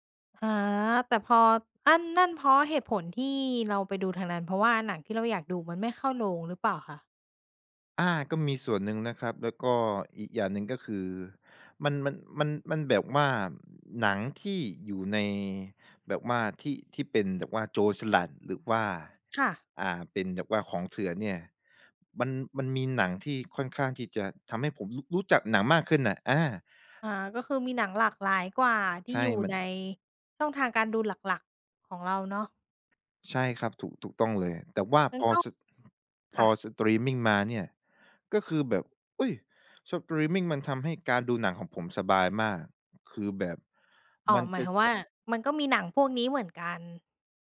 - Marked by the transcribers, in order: other noise
- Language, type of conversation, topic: Thai, podcast, สตรีมมิ่งเปลี่ยนวิธีการเล่าเรื่องและประสบการณ์การดูภาพยนตร์อย่างไร?